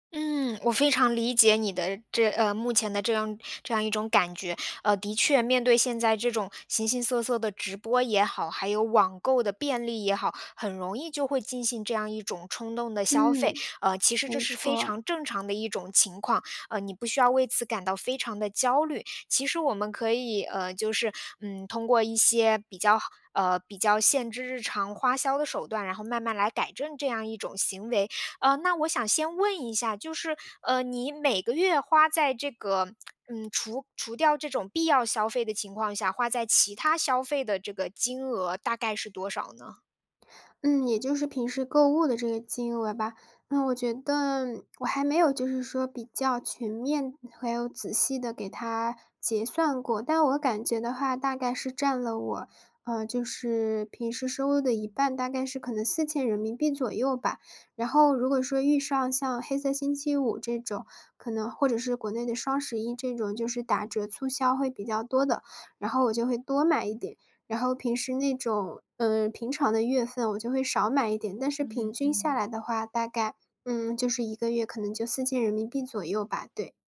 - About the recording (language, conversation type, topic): Chinese, advice, 你在冲动购物后为什么会反复感到内疚和后悔？
- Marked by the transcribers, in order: lip smack